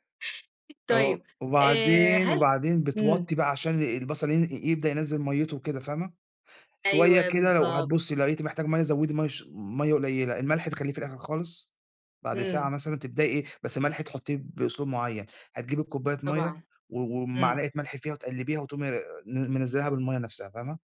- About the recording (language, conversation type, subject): Arabic, unstructured, إزاي تخلق ذكريات حلوة مع عيلتك؟
- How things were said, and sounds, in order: none